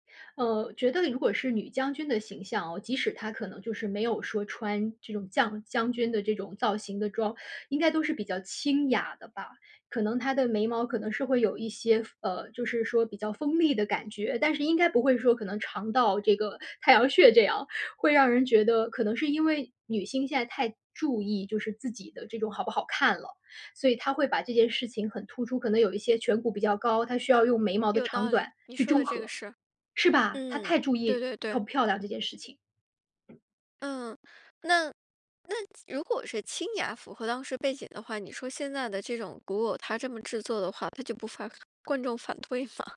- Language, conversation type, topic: Chinese, podcast, 你对哪部电影或电视剧的造型印象最深刻？
- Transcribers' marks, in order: other background noise; "不怕" said as "不发"; laughing while speaking: "对吗？"